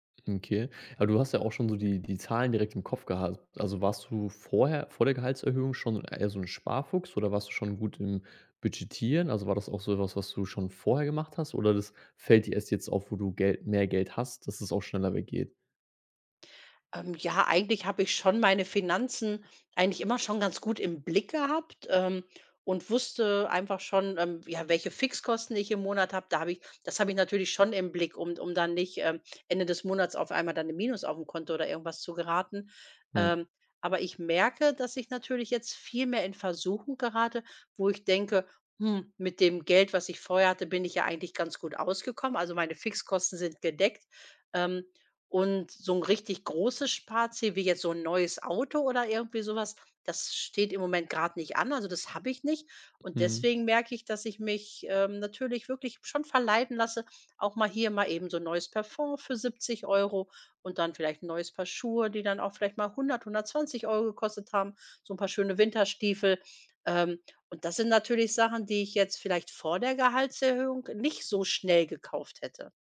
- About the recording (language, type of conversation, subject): German, advice, Warum habe ich seit meiner Gehaltserhöhung weniger Lust zu sparen und gebe mehr Geld aus?
- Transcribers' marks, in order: none